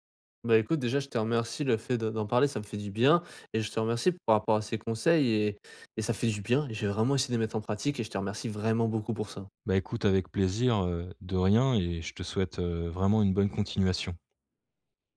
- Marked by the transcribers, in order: other background noise
- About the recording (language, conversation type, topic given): French, advice, Comment s’adapter à un déménagement dans une nouvelle ville loin de sa famille ?